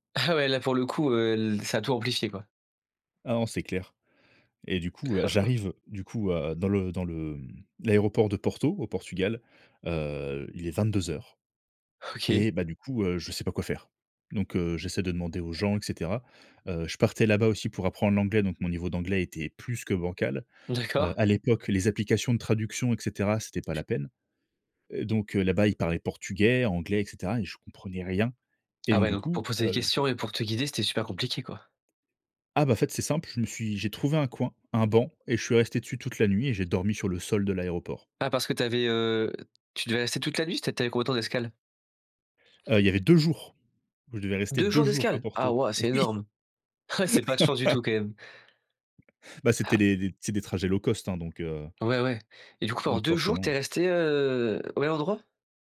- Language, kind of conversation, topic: French, podcast, Quel voyage t’a poussé hors de ta zone de confort ?
- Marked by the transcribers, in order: chuckle; other background noise; stressed: "deux jours"; laughing while speaking: "Oui"; laugh